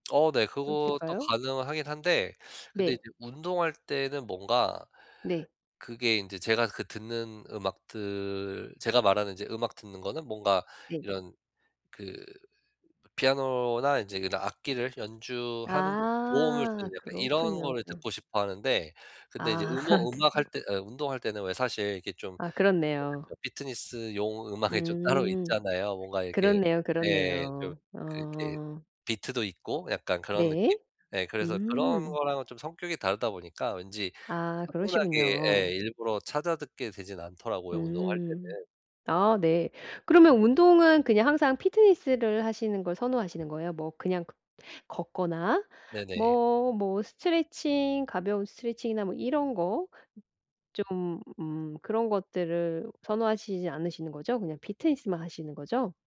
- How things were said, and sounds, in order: tapping; laugh; in English: "피트니스용"; laughing while speaking: "음악이 좀 따로"; in English: "피트니스를"; in English: "피트니스만"
- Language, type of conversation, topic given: Korean, advice, 시간이 부족해서 취미를 포기해야 할까요?